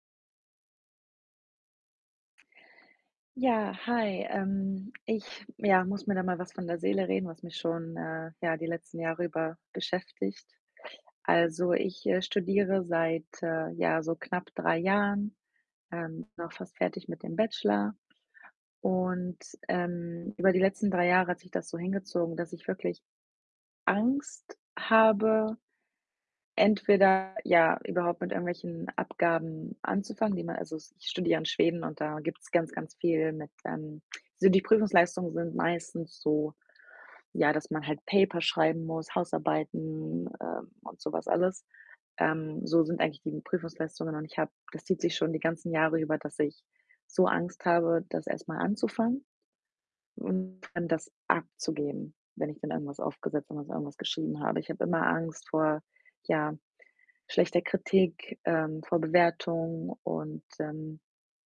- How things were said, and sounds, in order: distorted speech
- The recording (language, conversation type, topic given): German, advice, Wie kann ich trotz Angst vor Bewertung und Scheitern ins Tun kommen?